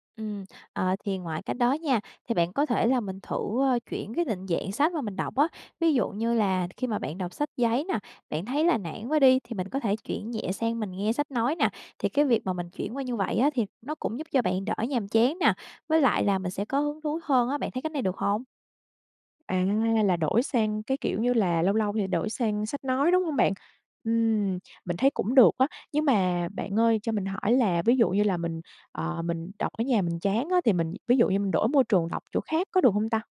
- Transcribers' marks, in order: tapping; other background noise
- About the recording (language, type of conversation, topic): Vietnamese, advice, Làm thế nào để duy trì thói quen đọc sách hằng ngày khi tôi thường xuyên bỏ dở?
- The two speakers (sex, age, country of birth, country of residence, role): female, 25-29, Vietnam, Vietnam, advisor; female, 25-29, Vietnam, Vietnam, user